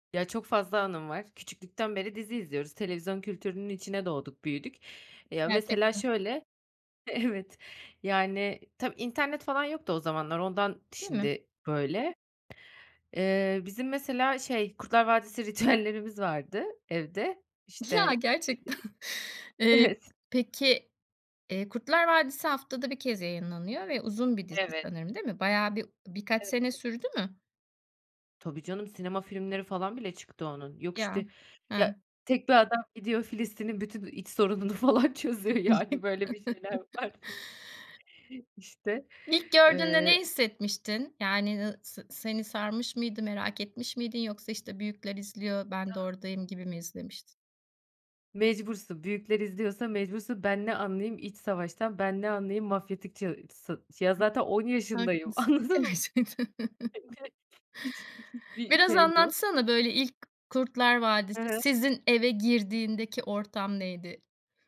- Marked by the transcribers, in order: tapping; other background noise; laughing while speaking: "evet"; laughing while speaking: "ritüellerimiz"; laughing while speaking: "gerçekten"; chuckle; laughing while speaking: "evet"; laughing while speaking: "falan çözüyor. Yani böyle bir şeyler var"; chuckle; unintelligible speech; laughing while speaking: "Gerçekten"; chuckle; laughing while speaking: "anladın mı hiç hiçbir şey yok"; unintelligible speech
- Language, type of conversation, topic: Turkish, podcast, Diziler insan davranışını nasıl etkiler sence?